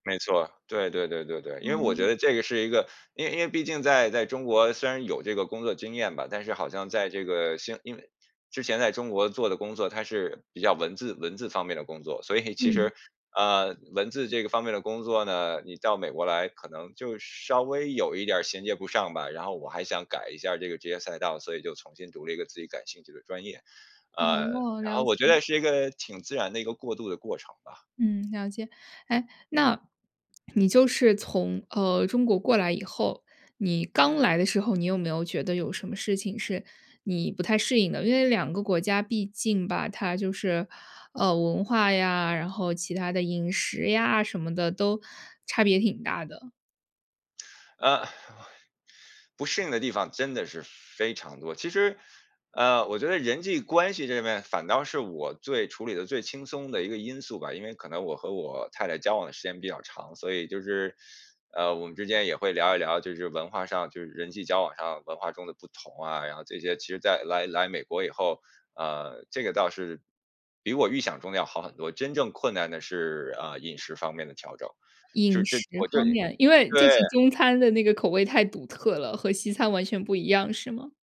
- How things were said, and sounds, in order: laughing while speaking: "所以其实"; "重新" said as "从新"; other noise; stressed: "非"
- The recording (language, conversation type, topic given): Chinese, podcast, 移民后你最难适应的是什么？
- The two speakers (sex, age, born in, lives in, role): female, 25-29, China, France, host; male, 40-44, China, United States, guest